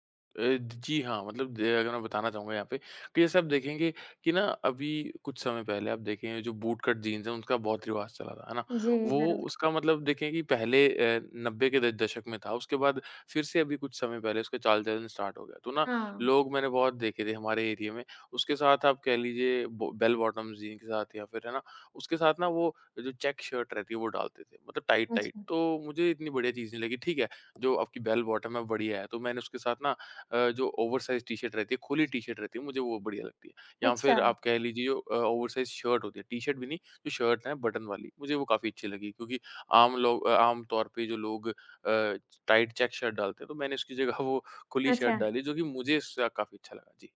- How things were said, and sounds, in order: in English: "स्टार्ट"; in English: "एरिये"; in English: "टाइट-टाइट"; in English: "ओवर साइज़्ड"; in English: "ओवर साइज़्ड"; in English: "टाइट"
- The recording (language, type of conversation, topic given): Hindi, podcast, फैशन के रुझानों का पालन करना चाहिए या अपना खुद का अंदाज़ बनाना चाहिए?